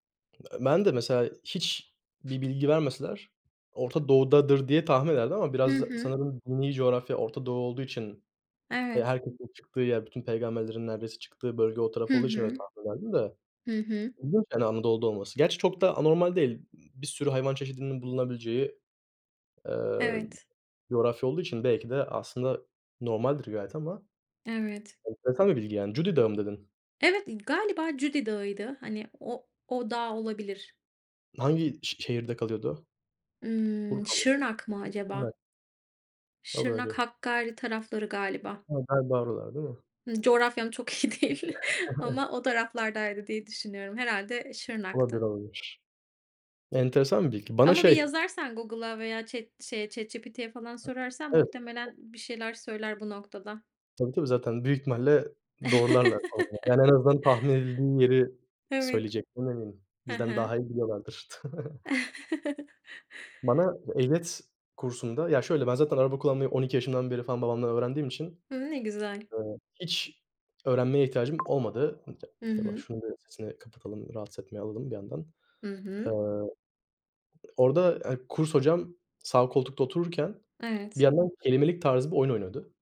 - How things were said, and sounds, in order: other noise; tapping; other background noise; unintelligible speech; laughing while speaking: "çok iyi değil"; chuckle; chuckle; unintelligible speech; unintelligible speech; giggle; chuckle; alarm
- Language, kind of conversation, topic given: Turkish, unstructured, Hayatında öğrendiğin en ilginç bilgi neydi?
- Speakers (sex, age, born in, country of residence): female, 35-39, Turkey, United States; male, 20-24, Turkey, Hungary